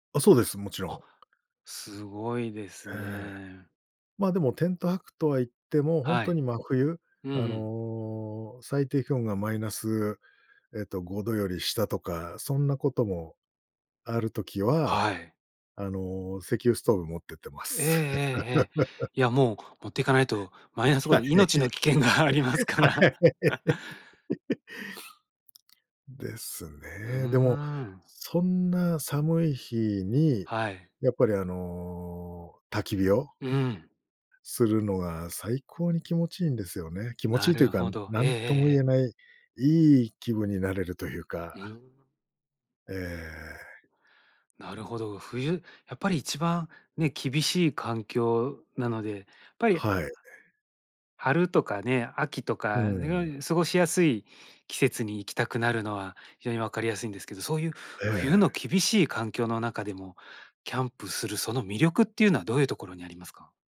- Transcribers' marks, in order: laugh; laughing while speaking: "はい。はい"; laughing while speaking: "危険がありますから"; laugh; chuckle; unintelligible speech
- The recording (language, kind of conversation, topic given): Japanese, podcast, 没頭できる新しい趣味は、どうやって見つければいいですか？